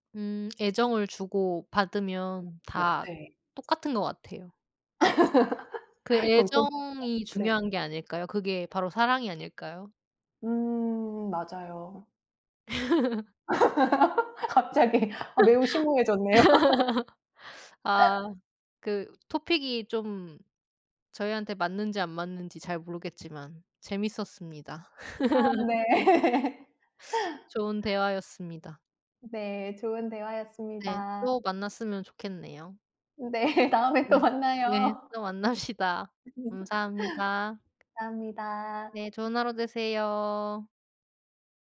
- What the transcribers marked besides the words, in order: other background noise; laugh; laugh; laughing while speaking: "갑자기"; laugh; laughing while speaking: "심오해졌네요"; laugh; laughing while speaking: "네"; laughing while speaking: "네. 다음에 또 만나요"; laughing while speaking: "만납시다"; unintelligible speech
- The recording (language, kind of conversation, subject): Korean, unstructured, 고양이와 강아지 중 어떤 반려동물이 더 사랑스럽다고 생각하시나요?